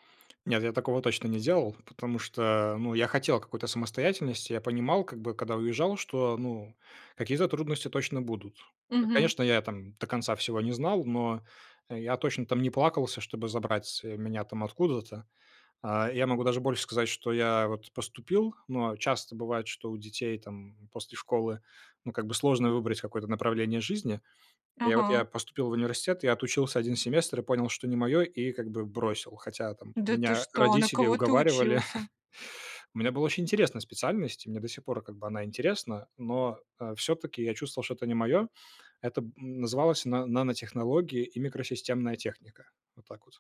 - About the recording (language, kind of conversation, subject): Russian, podcast, Когда ты впервые почувствовал себя взрослым?
- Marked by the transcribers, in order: laugh